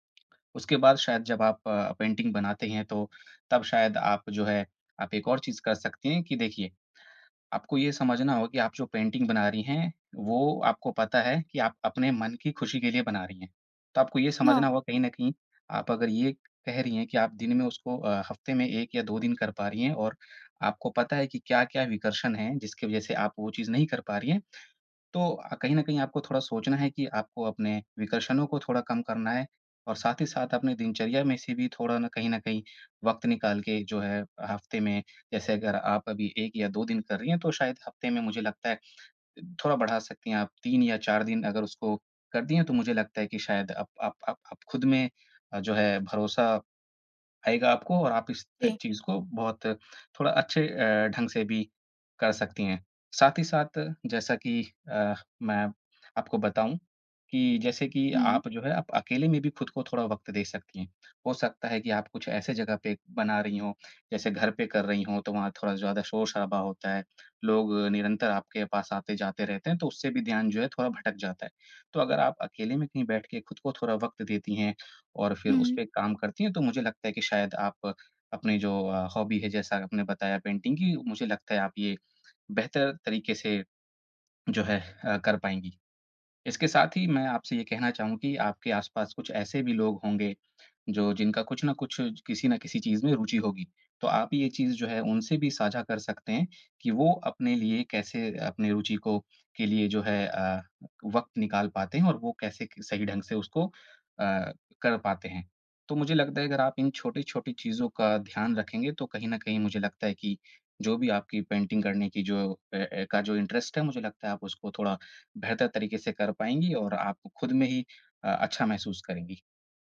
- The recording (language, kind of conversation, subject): Hindi, advice, मैं बिना ध्यान भंग हुए अपने रचनात्मक काम के लिए समय कैसे सुरक्षित रख सकता/सकती हूँ?
- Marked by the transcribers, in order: in English: "पेंटिंग"; in English: "पेंटिंग"; in English: "हॉबी"; in English: "पेंटिंग"; in English: "पेंटिंग"; in English: "इंटरेस्ट"